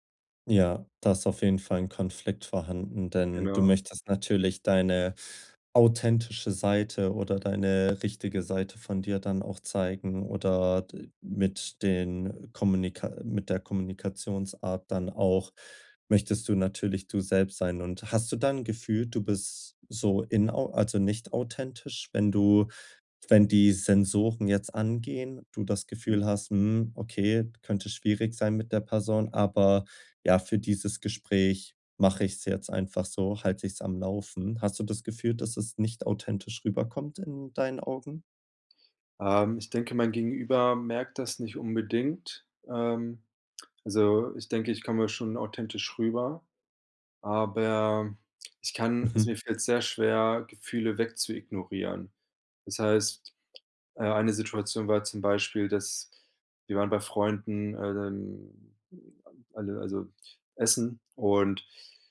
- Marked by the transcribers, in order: none
- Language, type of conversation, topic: German, advice, Wie kann ich meine negativen Selbstgespräche erkennen und verändern?